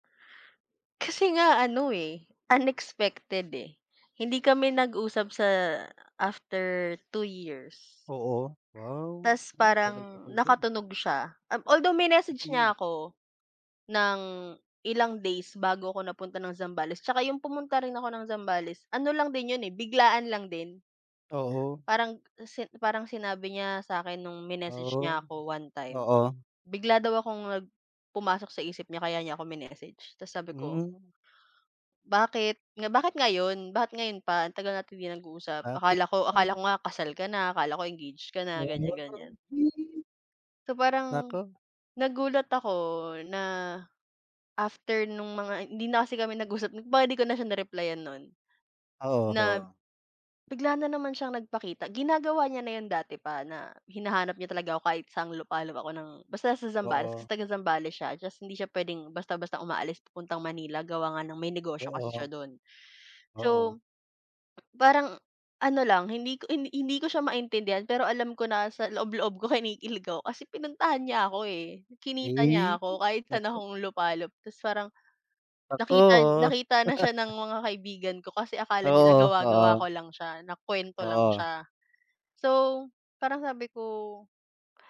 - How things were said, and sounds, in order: other background noise; singing: "Bakit ngayon"; laugh
- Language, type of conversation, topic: Filipino, unstructured, Ano ang pinakamagandang alaala mo sa isang relasyon?